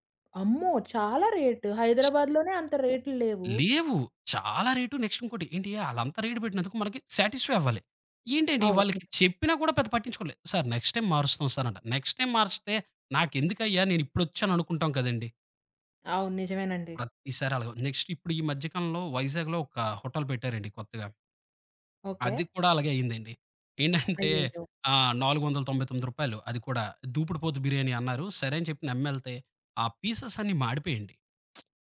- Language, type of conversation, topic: Telugu, podcast, స్థానిక ఆహారం తింటూ మీరు తెలుసుకున్న ముఖ్యమైన పాఠం ఏమిటి?
- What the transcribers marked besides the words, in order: tapping; other background noise; in English: "నెక్స్ట్"; in English: "సాటిస్ఫై"; in English: "నెక్స్ట్ టైమ్"; in English: "నెక్స్ట్ టైమ్"; chuckle; in English: "పీసెస్"; lip smack